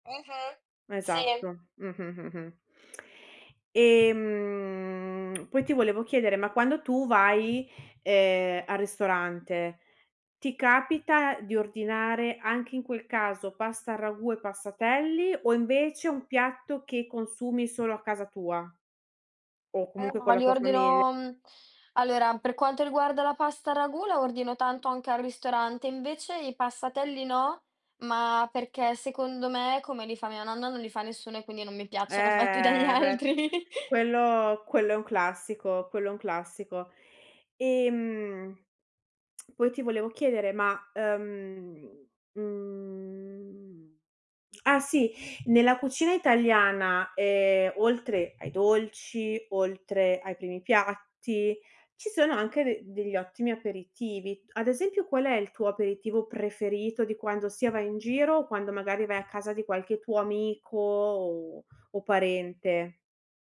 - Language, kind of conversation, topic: Italian, podcast, Qual è la tua cucina preferita e perché ti appassiona così tanto?
- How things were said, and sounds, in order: tapping; drawn out: "Ehm"; other background noise; laughing while speaking: "fatti dagli altri"; laugh; drawn out: "Ehm"; tsk; drawn out: "mhmm"